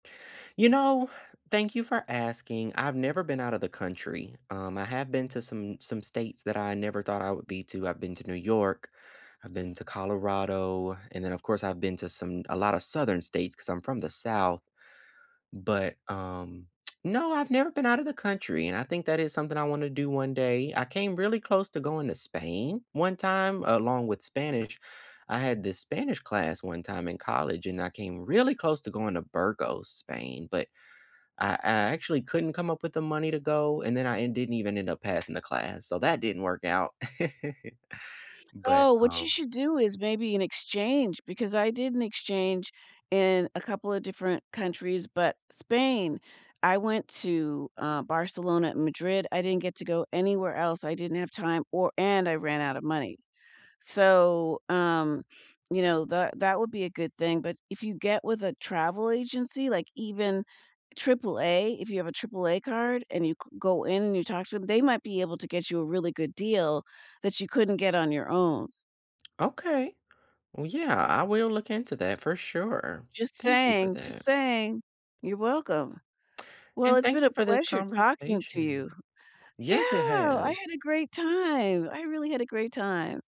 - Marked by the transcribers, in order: lip smack; other background noise; stressed: "really"; chuckle; tapping; chuckle
- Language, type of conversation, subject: English, unstructured, What travel memory still makes you smile, and why does it still warm your heart?
- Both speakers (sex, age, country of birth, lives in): female, 60-64, United States, United States; male, 30-34, United States, United States